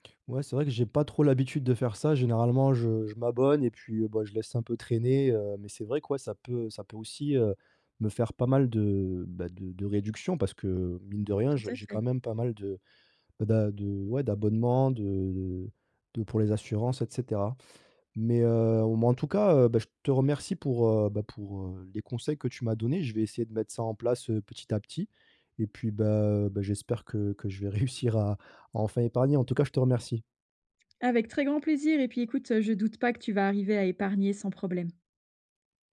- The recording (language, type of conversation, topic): French, advice, Comment puis-je équilibrer mon épargne et mes dépenses chaque mois ?
- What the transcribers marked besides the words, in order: none